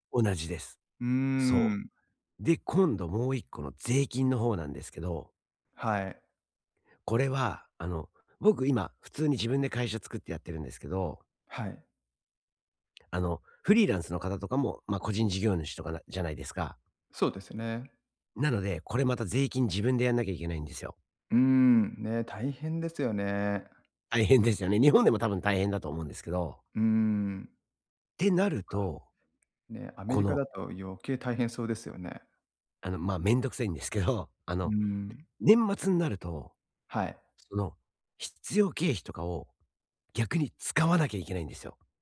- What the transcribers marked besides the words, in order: none
- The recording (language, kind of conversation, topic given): Japanese, advice, 税金と社会保障の申告手続きはどのように始めればよいですか？